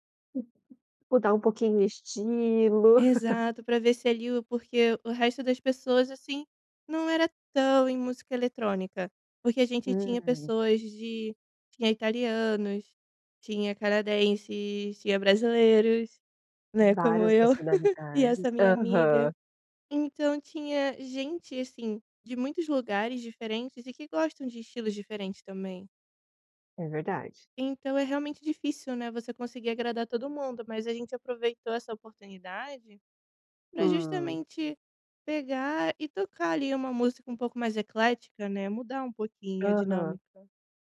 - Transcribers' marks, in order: tapping; giggle; giggle
- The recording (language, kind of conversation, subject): Portuguese, podcast, Como montar uma playlist compartilhada que todo mundo curta?